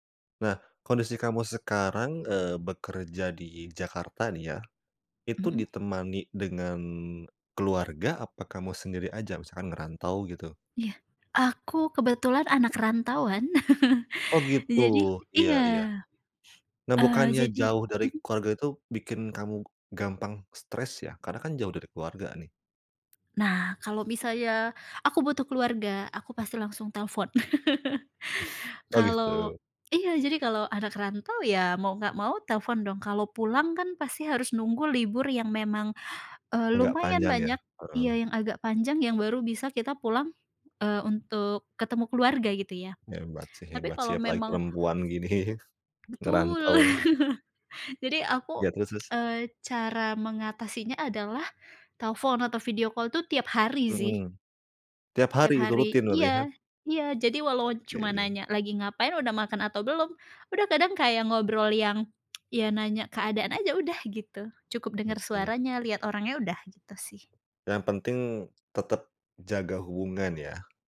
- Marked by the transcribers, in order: tapping; chuckle; chuckle; laugh; laughing while speaking: "gini"; other background noise; laugh; in English: "video call"; tsk
- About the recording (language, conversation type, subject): Indonesian, podcast, Bagaimana cara kamu mengelola stres sehari-hari?
- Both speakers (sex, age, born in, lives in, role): female, 30-34, Indonesia, Indonesia, guest; male, 30-34, Indonesia, Indonesia, host